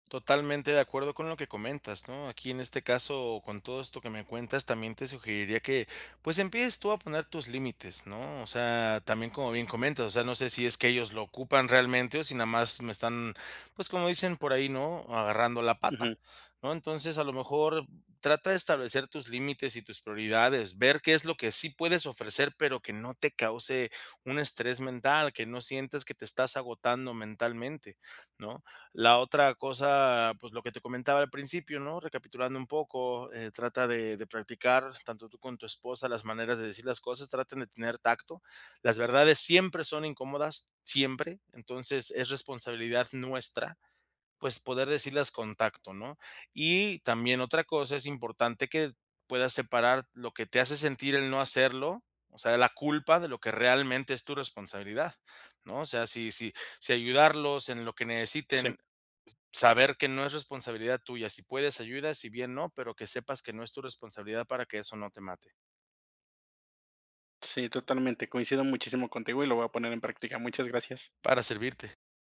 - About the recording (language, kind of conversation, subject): Spanish, advice, ¿Cómo puedo manejar la culpa por no poder ayudar siempre a mis familiares?
- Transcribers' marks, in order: none